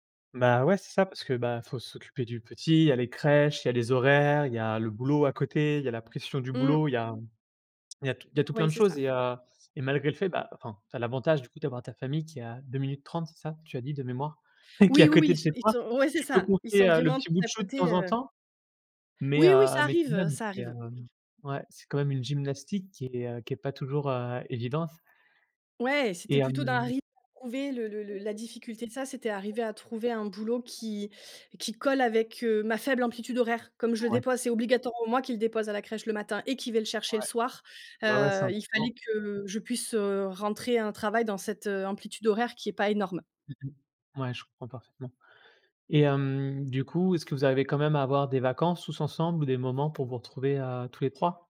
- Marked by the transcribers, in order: laughing while speaking: "qui"; background speech; other background noise; stressed: "et"
- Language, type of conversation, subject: French, podcast, Comment as-tu trouvé un équilibre entre ta vie professionnelle et ta vie personnelle après un changement ?
- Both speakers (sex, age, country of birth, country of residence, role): female, 35-39, France, France, guest; male, 30-34, France, France, host